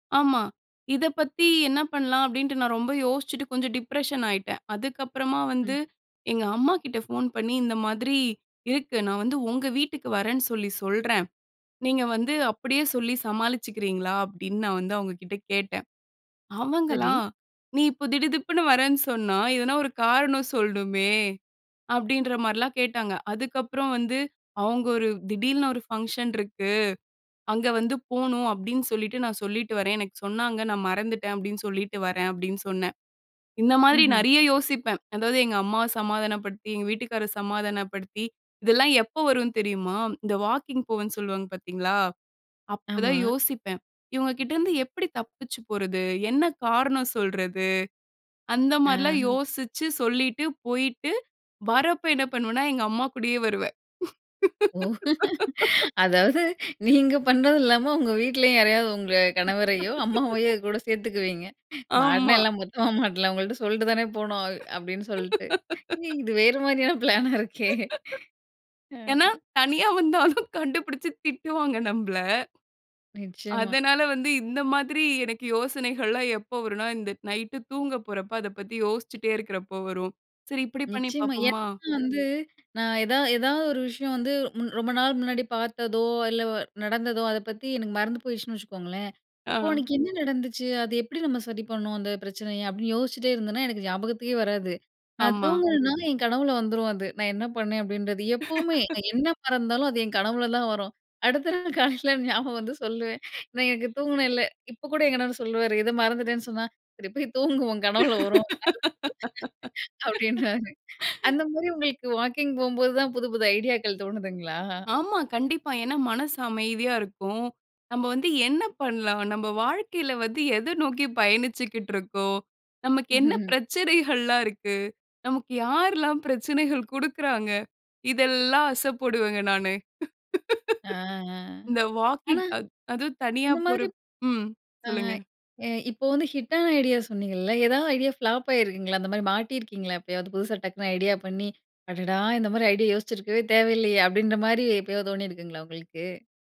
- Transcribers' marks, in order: in English: "டிப்ரஷன்"; laughing while speaking: "ஓ! அதாவது நீங்க பண்ணதில்லாம, உங்க … மாரியான பிளானா இருக்கே!"; laughing while speaking: "எங்க அம்மா கூடயே வருவேன்"; other background noise; laugh; laugh; laughing while speaking: "ஏன்னா, தனியா வந்தாலும் கண்டுபிடிச்சு, திட்டுவாங்க நம்பள"; anticipating: "சரி இப்படி பண்ணி பாப்போமா?"; laugh; laughing while speaking: "அது என் கனவுலதான் வரும். அடுத்த … நான் எங்க தூங்கினேன்ல"; laugh; laughing while speaking: "சரி போய் தூங்கு, உன் கனவுல … புது ஐடியாக்கள் தோணுதுங்களா?"; laughing while speaking: "பண்லாம்? நம்ப வாழ்க்கைல வந்து எதை … அது தனியா போறப்"; chuckle
- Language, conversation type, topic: Tamil, podcast, ஒரு புதிய யோசனை மனதில் தோன்றினால் முதலில் நீங்கள் என்ன செய்வீர்கள்?